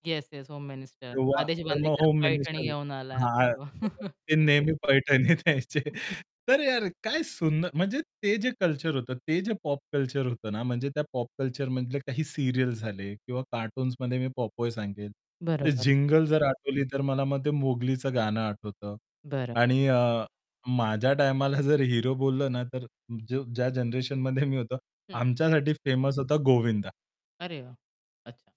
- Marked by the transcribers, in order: static; unintelligible speech; laughing while speaking: "ते नेहमी पैठणीत यायचे"; chuckle; other noise
- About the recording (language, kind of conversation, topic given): Marathi, podcast, तुमच्या पॉप संस्कृतीतली सर्वात ठळक आठवण कोणती आहे?